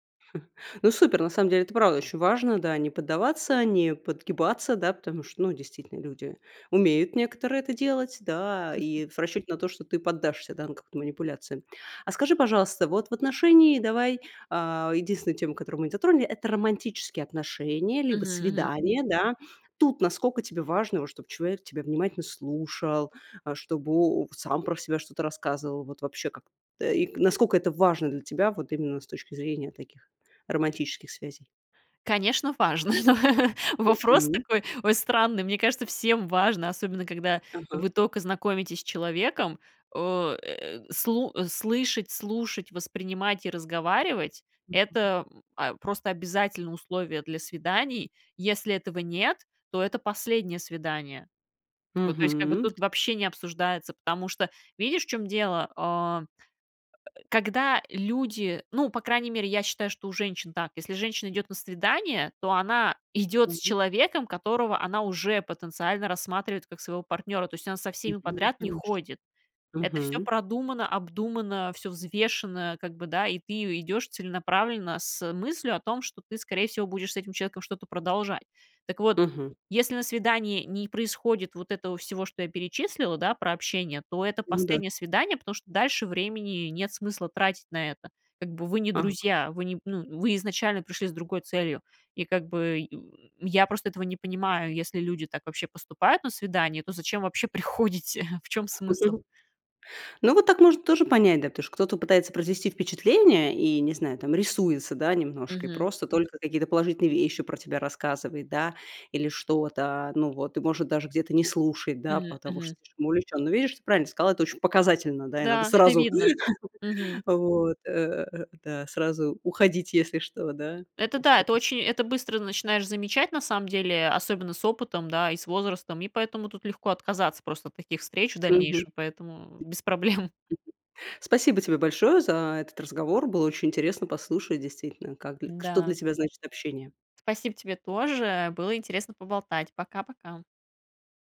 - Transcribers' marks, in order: chuckle; chuckle; grunt; laughing while speaking: "приходите?"; chuckle; chuckle; other background noise; laughing while speaking: "проблем"
- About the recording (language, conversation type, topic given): Russian, podcast, Что вы делаете, чтобы собеседник дослушал вас до конца?